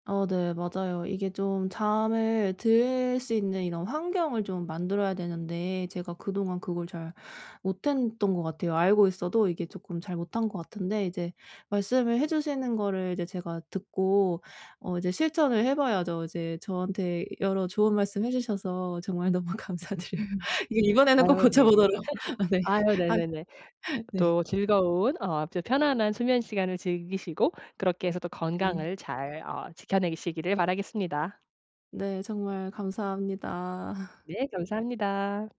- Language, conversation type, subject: Korean, advice, 매일 같은 시간에 잠들고 일어나는 습관을 어떻게 만들 수 있을까요?
- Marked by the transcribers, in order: laughing while speaking: "너무 감사드려요. 이 이번에는 꼭 고쳐보도록 아 네. 하"; laugh; laugh; tapping; laugh